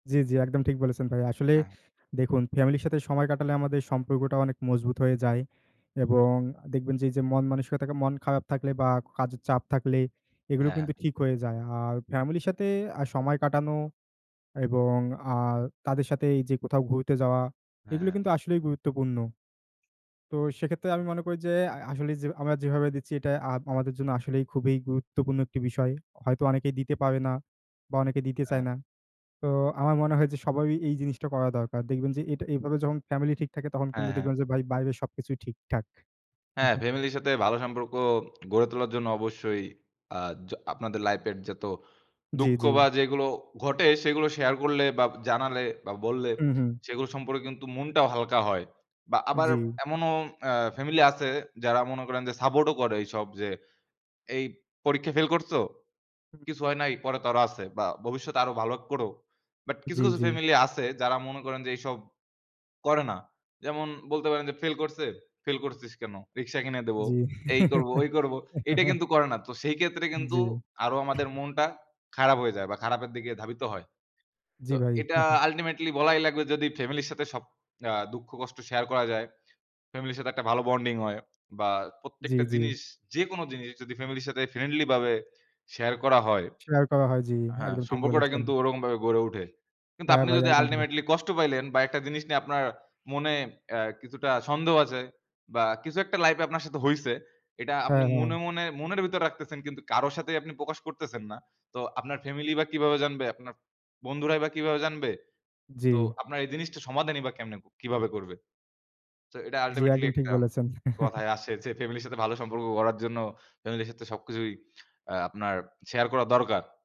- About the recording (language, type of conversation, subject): Bengali, unstructured, পরিবারের সঙ্গে সময় কাটানো কেন গুরুত্বপূর্ণ?
- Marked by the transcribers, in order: tapping; chuckle; chuckle; cough; chuckle; other background noise; laughing while speaking: "যে ফ্যামিলির সাথে"; chuckle